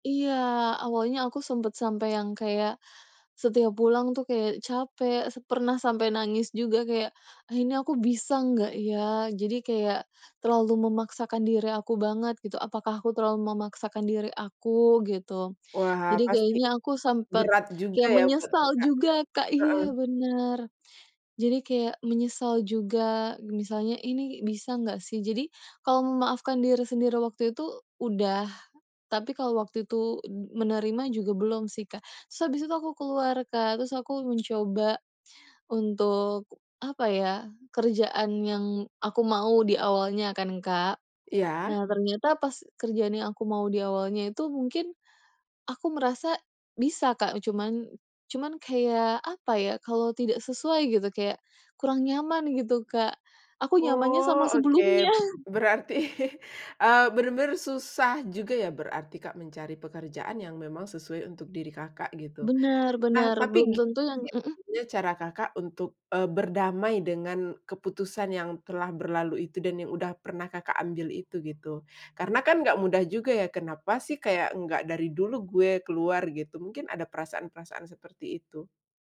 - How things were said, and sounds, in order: laughing while speaking: "Berarti"; laughing while speaking: "sebelumnya"
- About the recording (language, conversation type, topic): Indonesian, podcast, Bagaimana cara yang efektif untuk memaafkan diri sendiri?